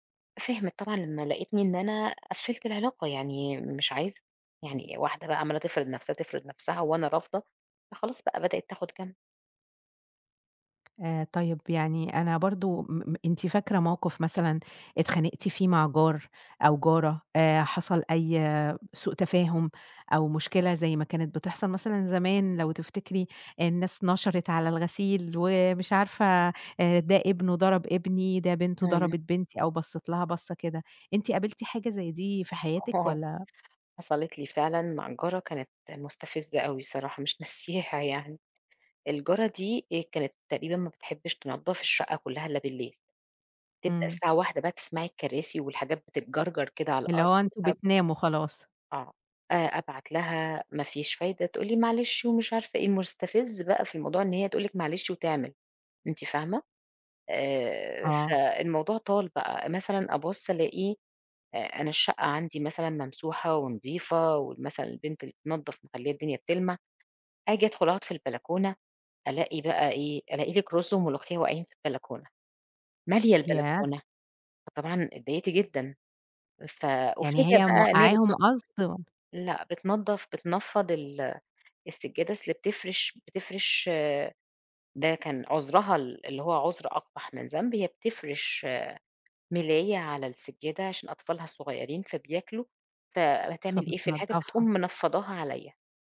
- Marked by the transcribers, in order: chuckle; laughing while speaking: "ناسياها"
- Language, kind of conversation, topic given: Arabic, podcast, إيه الحاجات اللي بتقوّي الروابط بين الجيران؟